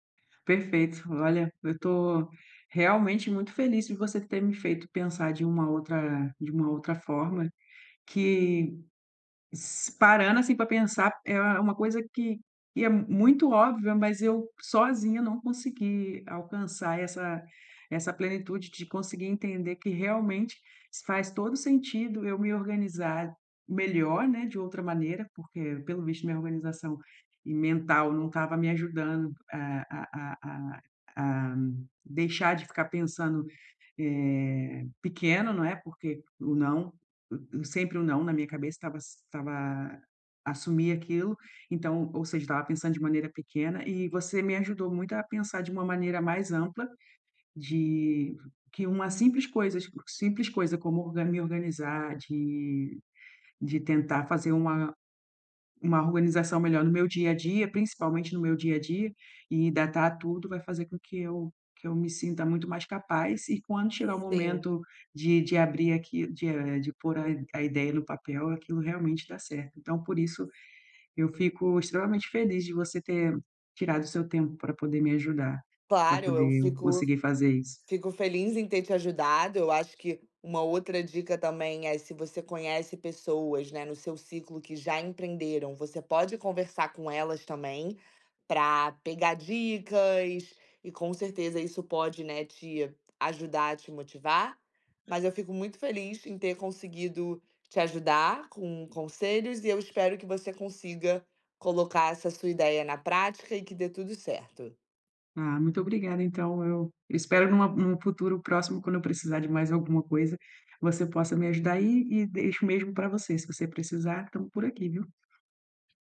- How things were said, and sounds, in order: none
- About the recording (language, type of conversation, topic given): Portuguese, advice, Como posso parar de pular entre ideias e terminar meus projetos criativos?